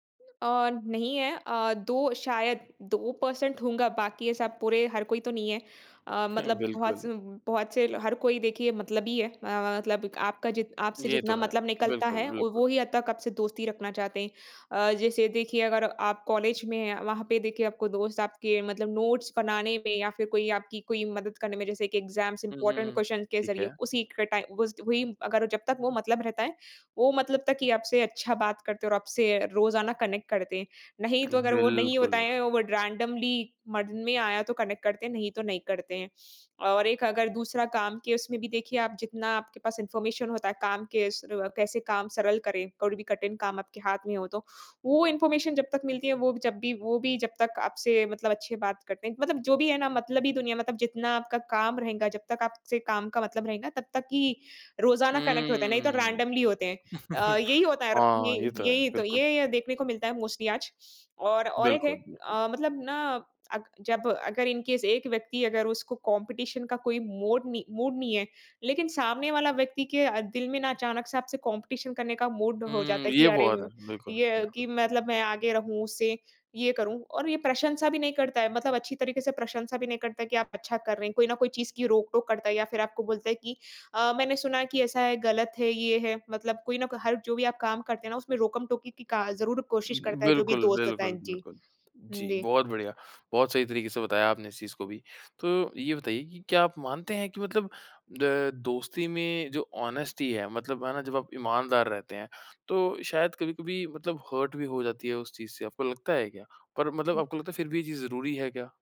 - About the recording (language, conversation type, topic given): Hindi, podcast, कैसे पहचानें कि कोई दोस्त सच्चा है?
- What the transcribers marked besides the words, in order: in English: "पर्सेंट"; chuckle; in English: "नोट्स"; in English: "एग्ज़ाम्स इम्पॉर्टेंट क्वेस्शन्स"; in English: "टाइम"; in English: "कनेक्ट"; in English: "रैंडमली"; in English: "कनेक्ट"; in English: "इन्फॉर्मेशन"; in English: "इन्फॉर्मेशन"; in English: "कनेक्ट"; in English: "रैंडमली"; chuckle; in English: "मोस्टली"; in English: "इन केस"; in English: "कॉम्पिटिशन"; in English: "मोड"; in English: "कॉम्पिटिशन"; in English: "ऑनेस्टी"; in English: "हर्ट"